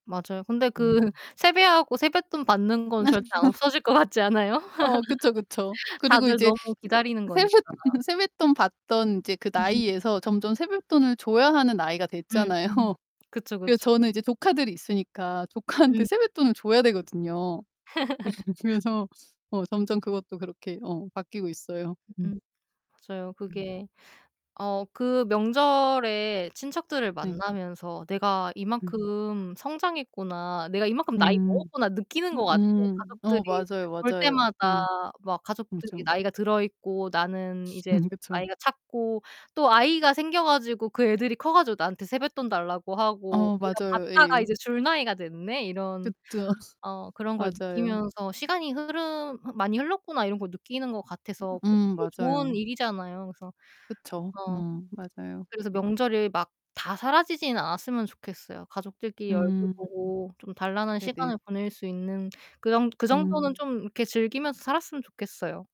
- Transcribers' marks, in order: tapping; laugh; laugh; distorted speech; laugh; laughing while speaking: "됐잖아요"; laughing while speaking: "조카한테"; other background noise; laugh; laugh; unintelligible speech
- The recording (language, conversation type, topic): Korean, unstructured, 한국 명절 때 가장 기억에 남는 풍습은 무엇인가요?